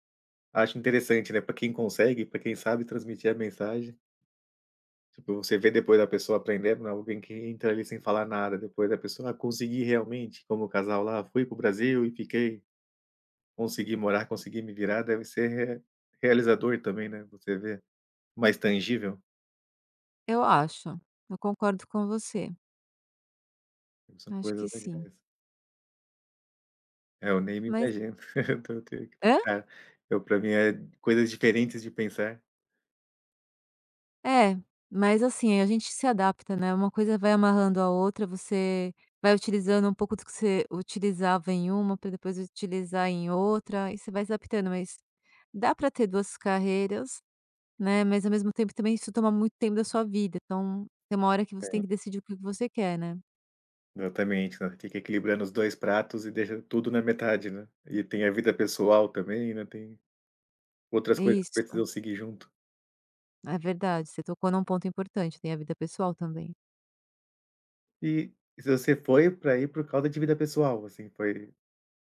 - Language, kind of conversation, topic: Portuguese, podcast, Como você se preparou para uma mudança de carreira?
- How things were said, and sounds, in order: tapping; chuckle